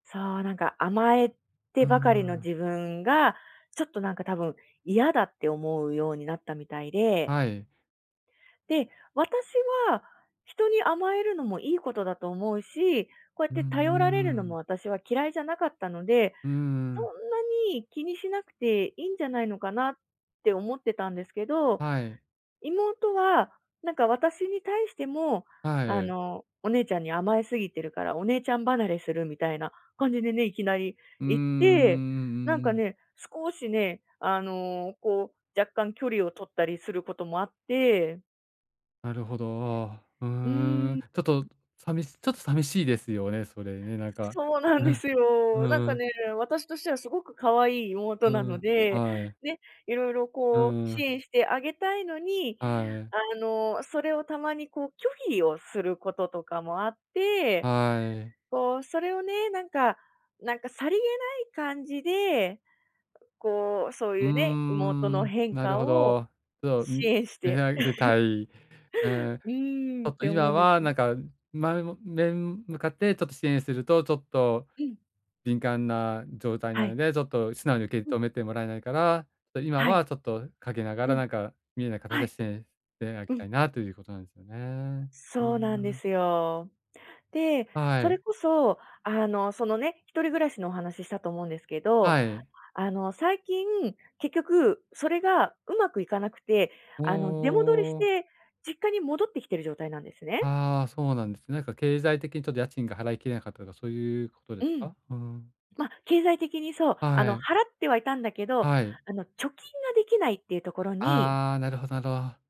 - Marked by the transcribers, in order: other background noise; unintelligible speech; laugh
- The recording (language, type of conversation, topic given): Japanese, advice, 家族や友人が変化を乗り越えられるように、どう支援すればよいですか？